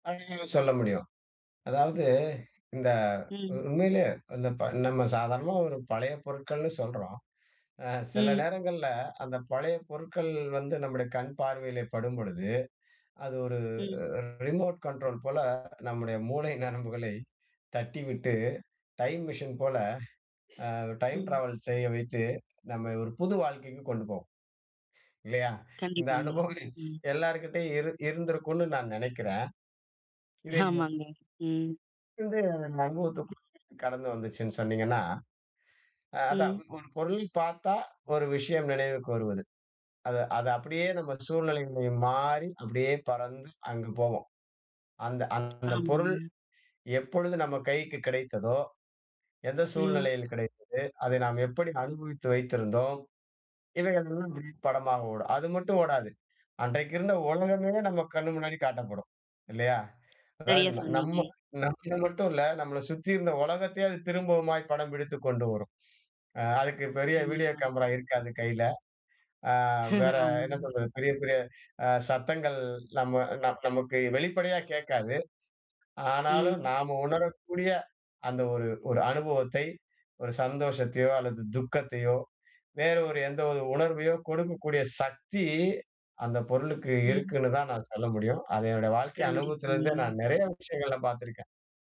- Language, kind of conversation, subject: Tamil, podcast, வீட்டில் இருக்கும் பழைய பொருட்கள் உங்களுக்கு என்னென்ன கதைகளைச் சொல்கின்றன?
- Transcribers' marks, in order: unintelligible speech; snort; unintelligible speech; other background noise; chuckle